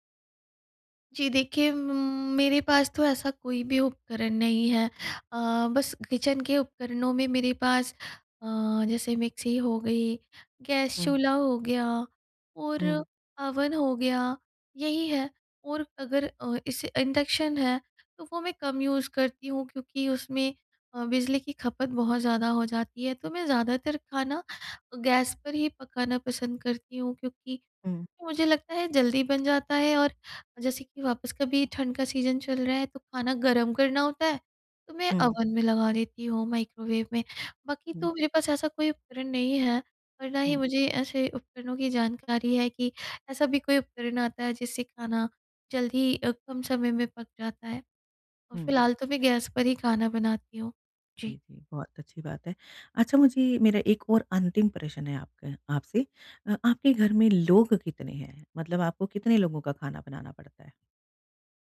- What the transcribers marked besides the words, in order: in English: "किचन"; in English: "यूज़"; in English: "सीज़न"; tapping
- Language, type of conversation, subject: Hindi, advice, सीमित बजट में आप रोज़ाना संतुलित आहार कैसे बना सकते हैं?